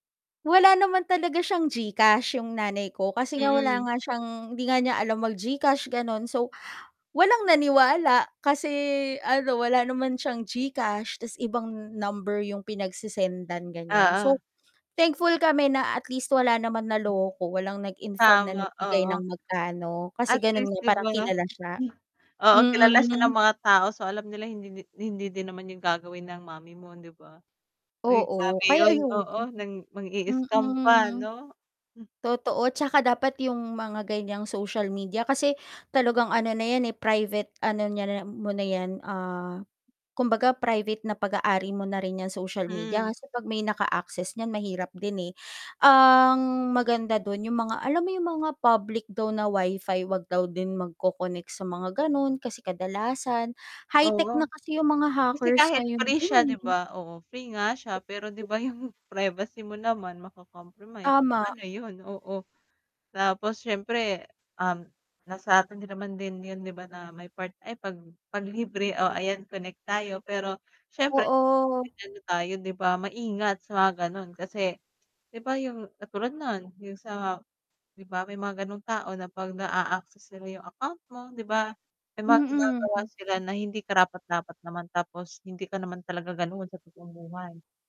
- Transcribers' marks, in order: static; tapping; chuckle; unintelligible speech; chuckle; unintelligible speech
- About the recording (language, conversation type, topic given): Filipino, podcast, Ano ang ginagawa mo para maprotektahan ang iyong pagkapribado sa internet?